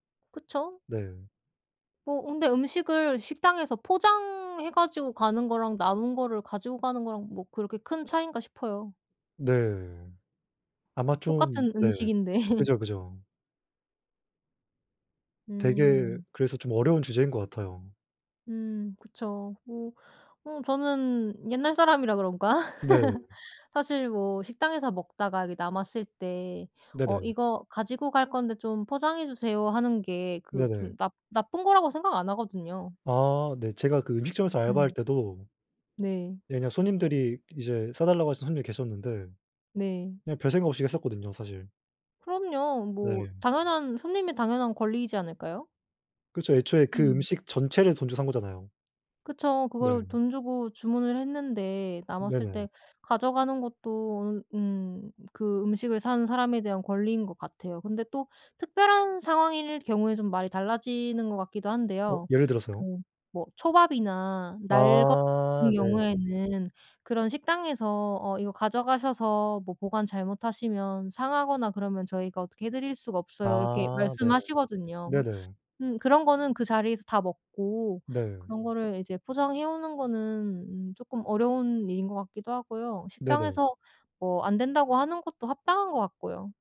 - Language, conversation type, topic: Korean, unstructured, 식당에서 남긴 음식을 가져가는 게 왜 논란이 될까?
- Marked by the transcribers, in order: laughing while speaking: "음식인데"; laugh; other background noise